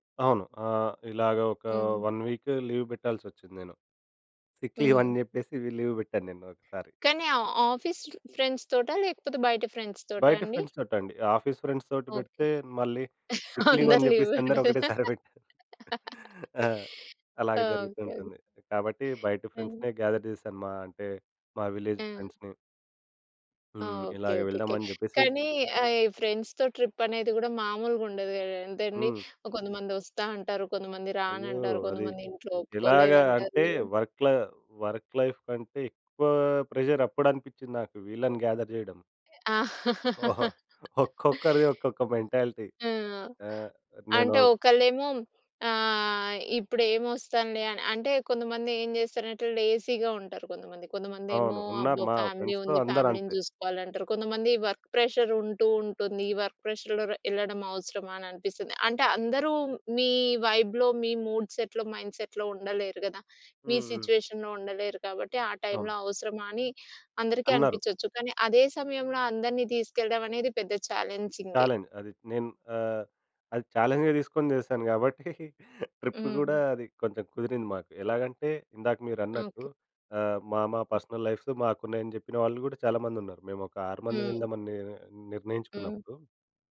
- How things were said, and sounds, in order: in English: "వన్ వీక్ లీవ్"; laughing while speaking: "సిక్ లీవ్"; in English: "సిక్ లీవ్"; in English: "లీవ్"; other background noise; in English: "ఆఫీస్ ఫ్రెండ్స్‌తోటా?"; in English: "ఫ్రెండ్స్‌తోటా"; in English: "ఆఫీస్ ఫ్రెండ్స్‌తోటి"; in English: "సిక్ లీవ్"; laughing while speaking: "అందరు లీవ్ ఓకే"; in English: "లీవ్"; laughing while speaking: "సరిపెట్టారు"; unintelligible speech; in English: "ఫ్రెండ్స్‌నే గ్యాధర్"; in English: "విలేజ్ ఫ్రెండ్స్‌ని"; in English: "ఫ్రెండ్స్‌తో ట్రిప్"; tapping; in English: "వర్క్ లై వర్క్ లైఫ్"; in English: "ప్రెషర్"; in English: "గాథర్"; laugh; laughing while speaking: "ఓహో! ఒక్కొక్కరిది ఒక్కొక్క మెంటాలిటీ"; in English: "మెంటాలిటీ"; in English: "లేజీగా"; in English: "ఫ్యామిలీ"; in English: "ఫ్యామిలీని"; in English: "వర్క్ ప్రెషర్"; in English: "ఫ్రెండ్స్‌లో"; in English: "వర్క్ ప్రెషర్‌లో"; in English: "వైబ్‌లో"; in English: "మూడ్ సెట్‌లో, మైండ్ సెట్‌లో"; in English: "సిట్యుయేషన్‌లో"; in English: "చాలెంజ్"; in English: "చాలెంజ్‌గా"; chuckle; in English: "ట్రిప్"; in English: "పర్సనల్ లైవ్స్"; other noise
- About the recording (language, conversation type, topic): Telugu, podcast, ఆసక్తి కోల్పోతే మీరు ఏ చిట్కాలు ఉపయోగిస్తారు?